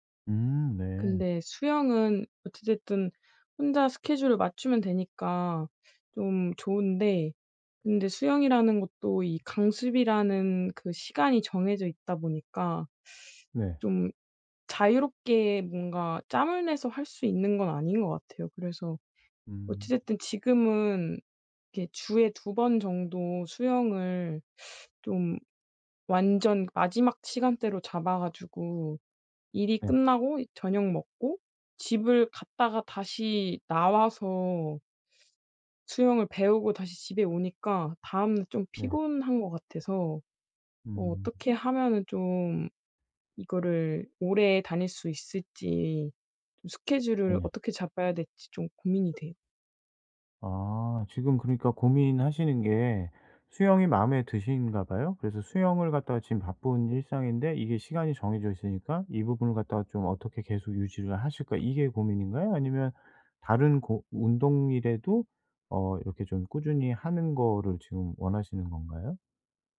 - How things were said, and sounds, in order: other background noise
- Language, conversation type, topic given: Korean, advice, 바쁜 일정 속에서 취미 시간을 어떻게 확보할 수 있을까요?